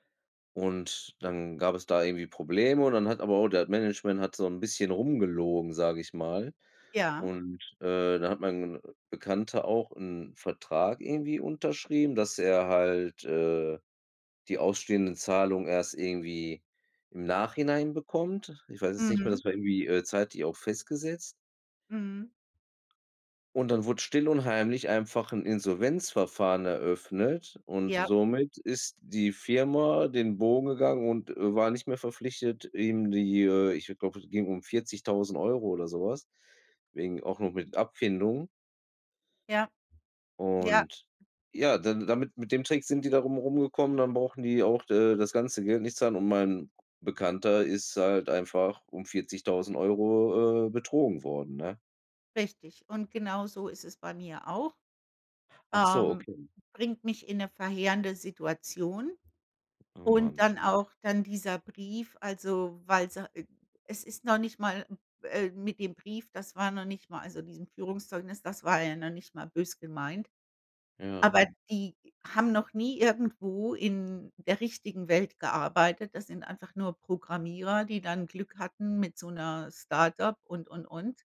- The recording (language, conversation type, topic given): German, unstructured, Wie gehst du mit schlechtem Management um?
- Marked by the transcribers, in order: tapping; unintelligible speech